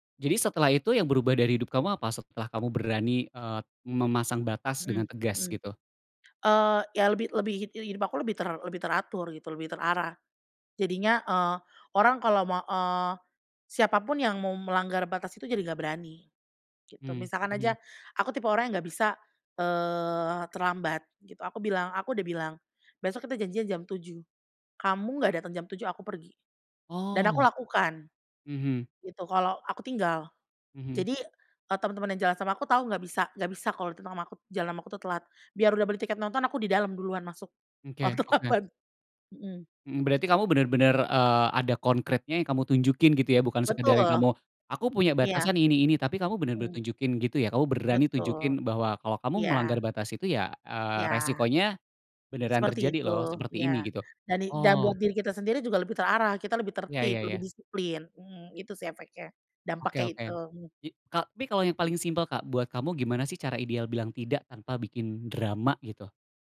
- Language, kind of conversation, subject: Indonesian, podcast, Bagaimana kamu bisa menegaskan batasan tanpa membuat orang lain tersinggung?
- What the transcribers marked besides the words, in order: laughing while speaking: "kapan"